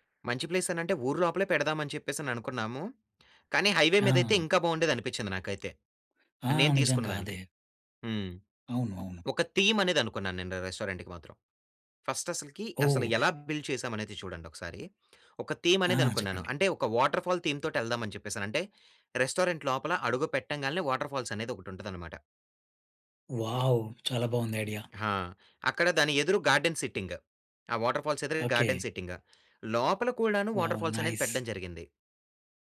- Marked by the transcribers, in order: in English: "హైవే"; in English: "థీమ్"; in English: "రెస్టారెంట్‌కి"; in English: "ఫస్ట్"; in English: "బిల్డ్"; other background noise; in English: "థీమ్"; in English: "వాటర్‌ఫాల్ థీమ్‌తోటేళ్దాం"; in English: "రెస్టారెంట్"; in English: "వాటర్‌ఫాల్స్"; in English: "వావ్!"; in English: "గార్డెన్ సిట్టింగ్"; in English: "వాటర్‌ఫాల్స్"; in English: "గార్డెన్ సిట్టింగ్"; in English: "వాటర్‌ఫాల్స్"; in English: "వావ్! నైస్"
- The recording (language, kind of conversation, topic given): Telugu, podcast, ఒక కమ్యూనిటీ వంటశాల నిర్వహించాలంటే ప్రారంభంలో ఏం చేయాలి?